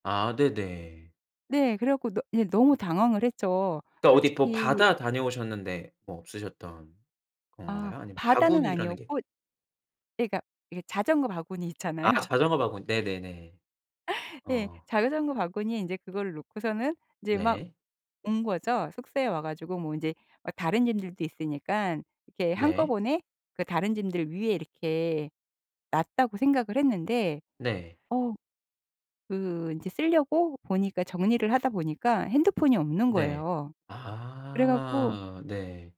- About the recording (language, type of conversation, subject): Korean, podcast, 짐을 분실해서 곤란했던 적이 있나요?
- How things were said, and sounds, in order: other background noise; laughing while speaking: "있잖아요"; tapping